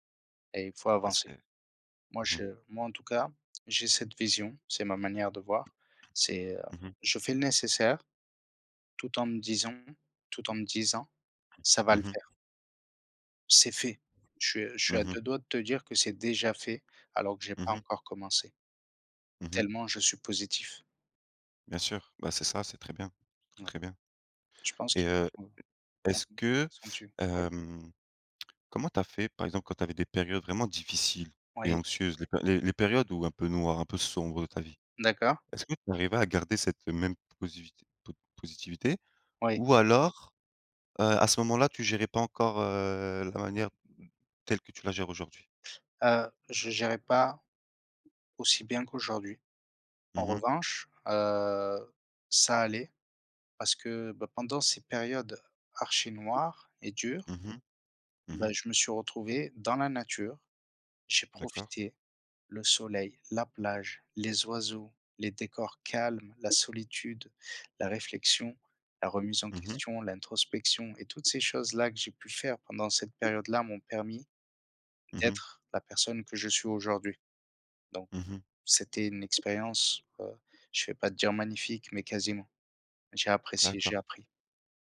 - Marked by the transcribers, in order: "disant" said as "dison"
- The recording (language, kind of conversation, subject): French, unstructured, Comment prends-tu soin de ton bien-être mental au quotidien ?